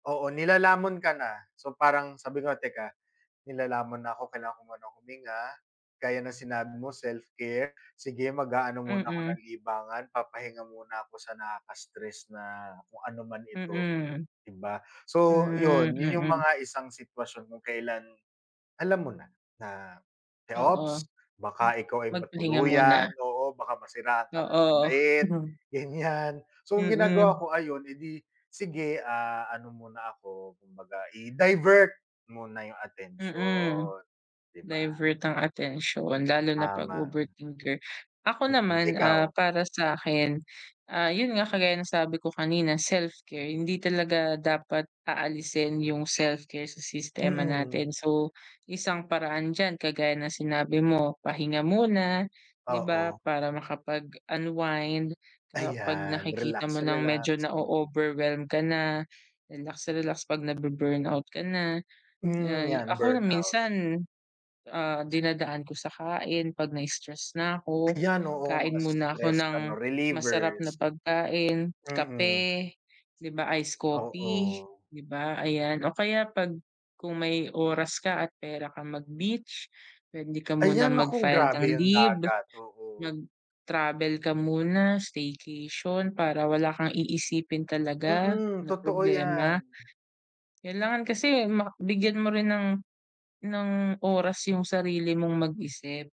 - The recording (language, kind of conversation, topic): Filipino, unstructured, Ano ang masasabi mo sa mga nagsasabing huwag na lang isipin ang problema?
- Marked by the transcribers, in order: other noise; other background noise; chuckle; tapping